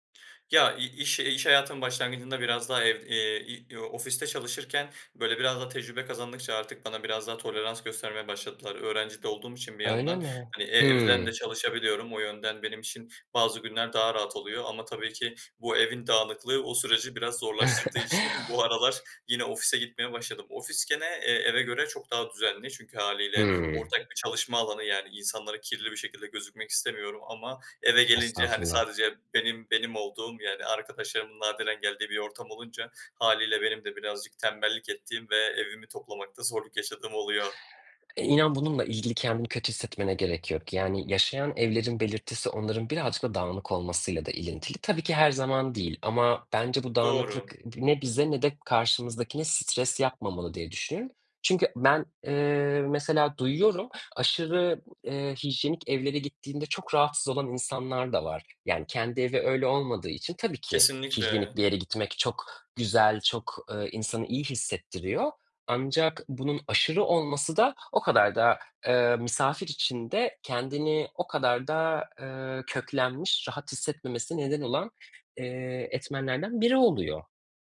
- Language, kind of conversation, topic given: Turkish, advice, Çalışma alanının dağınıklığı dikkatini ne zaman ve nasıl dağıtıyor?
- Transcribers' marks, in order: chuckle; other background noise; tapping